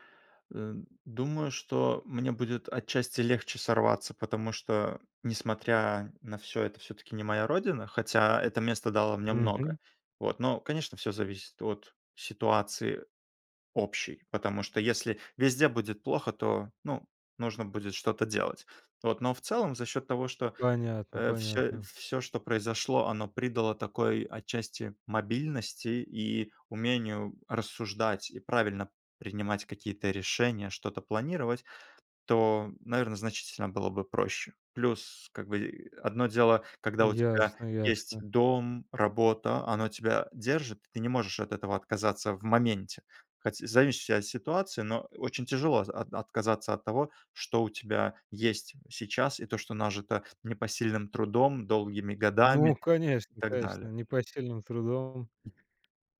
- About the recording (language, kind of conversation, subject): Russian, podcast, О каком дне из своей жизни ты никогда не забудешь?
- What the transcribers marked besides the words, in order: other background noise; tapping